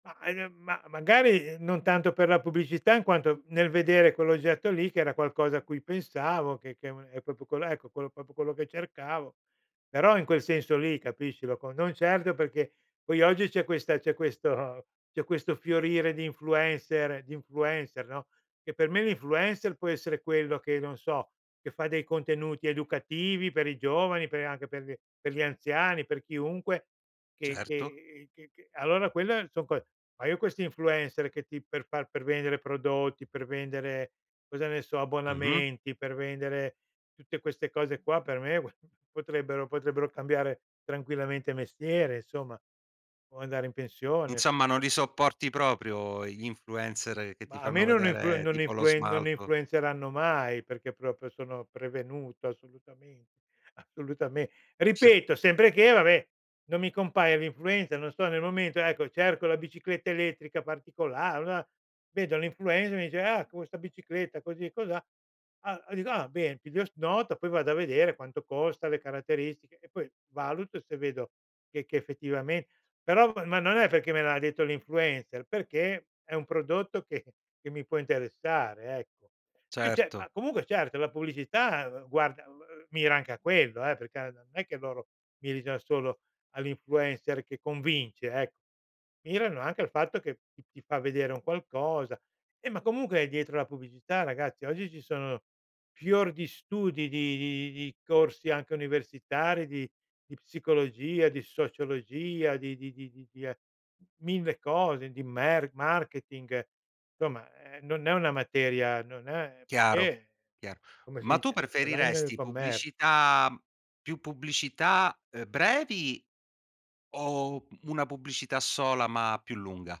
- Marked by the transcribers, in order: "proprio" said as "popo"; "proprio" said as "popo"; laughing while speaking: "questo"; chuckle; "insomma" said as "nsomma"; other background noise; laughing while speaking: "assolutame"; "compare" said as "compae"; laughing while speaking: "che"; stressed: "convince"; drawn out: "pubblicità"
- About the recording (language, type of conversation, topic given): Italian, podcast, Come ti influenza l’algoritmo quando scopri nuovi contenuti?